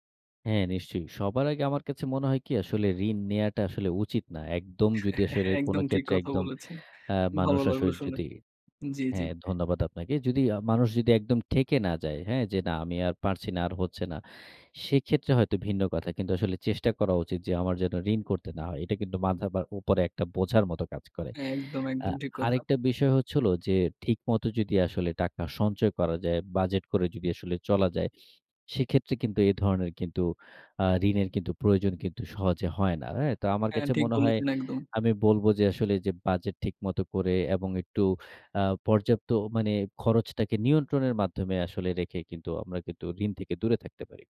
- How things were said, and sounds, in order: chuckle
- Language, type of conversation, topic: Bengali, podcast, টাকা খরচ করার সিদ্ধান্ত আপনি কীভাবে নেন?